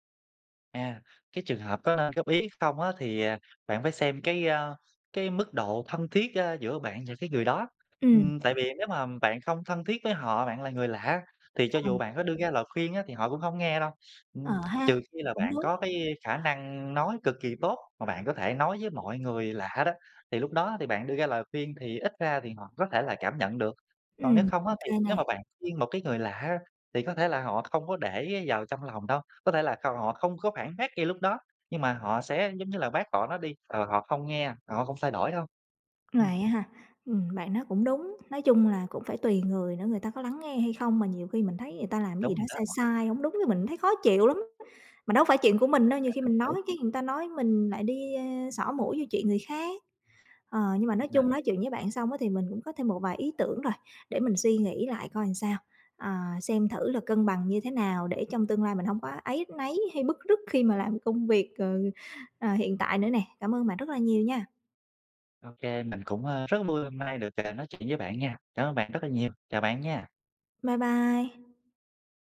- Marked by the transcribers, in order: tapping; other background noise; "người" said as "ừn"; unintelligible speech; "làm" said as "ờn"
- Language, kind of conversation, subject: Vietnamese, advice, Làm thế nào để bạn cân bằng giữa giá trị cá nhân và công việc kiếm tiền?